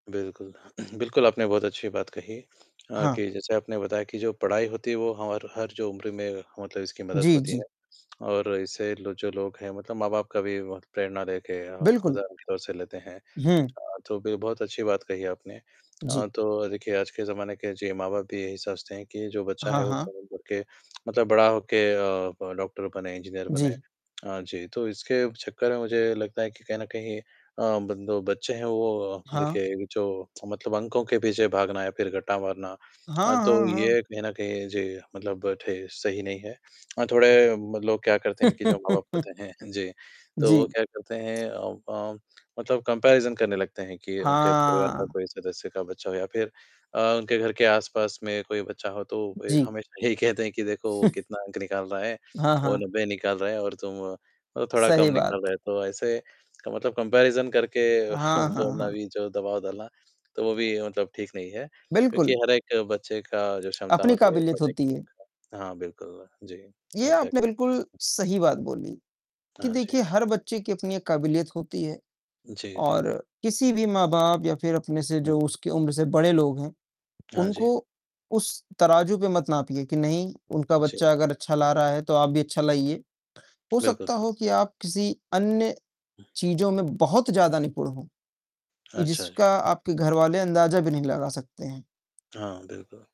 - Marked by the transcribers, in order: throat clearing; tapping; distorted speech; other background noise; laugh; in English: "कम्पैरिज़न"; laughing while speaking: "यही कहते हैं"; chuckle; in English: "कम्पैरिज़न"; chuckle; other noise; in English: "ओके"; static; mechanical hum
- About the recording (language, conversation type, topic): Hindi, unstructured, क्या आपको लगता है कि पढ़ाई के लिए प्रेरणा बाहर से आती है या भीतर से?